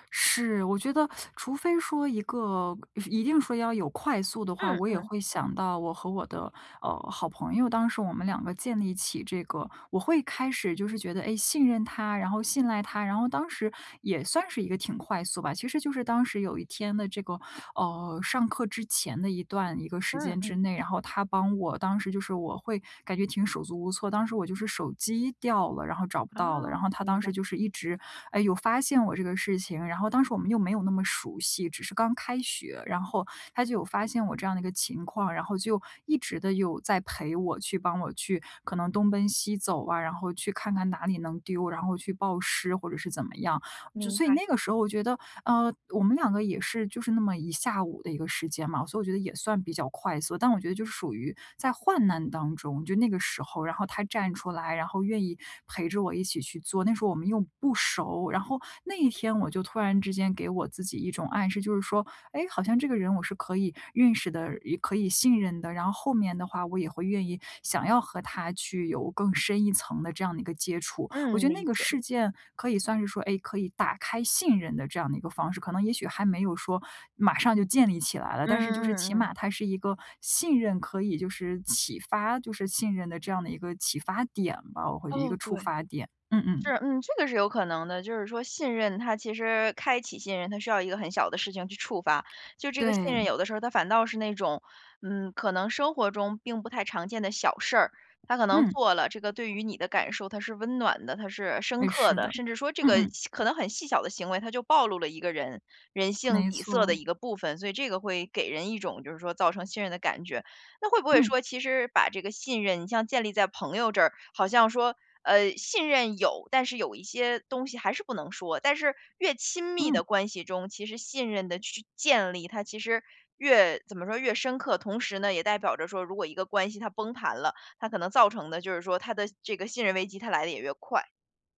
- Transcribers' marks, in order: teeth sucking; joyful: "哎，好像这个人我是可以认识的"; other background noise
- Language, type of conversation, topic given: Chinese, podcast, 什么行为最能快速建立信任？
- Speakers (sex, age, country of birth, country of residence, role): female, 20-24, China, United States, host; female, 30-34, China, United States, guest